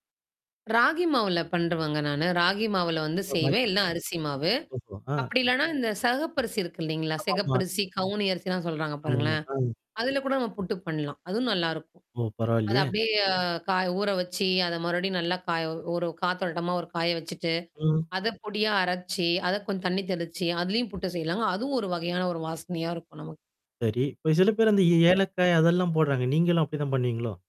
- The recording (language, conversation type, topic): Tamil, podcast, உணவின் வாசனை உங்களை கடந்த கால நினைவுகளுக்கு மீண்டும் அழைத்துச் சென்ற அனுபவம் உங்களுக்குண்டா?
- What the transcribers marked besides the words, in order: static; unintelligible speech; mechanical hum; distorted speech; other background noise; tapping